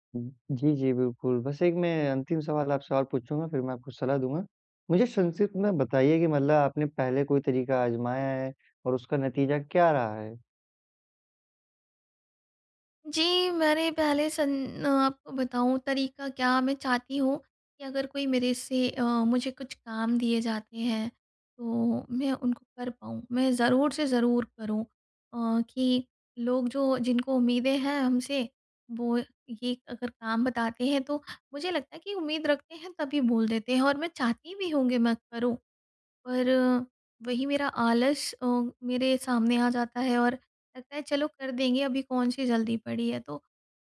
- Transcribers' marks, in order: none
- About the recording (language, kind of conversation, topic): Hindi, advice, मैं टालमटोल की आदत कैसे छोड़ूँ?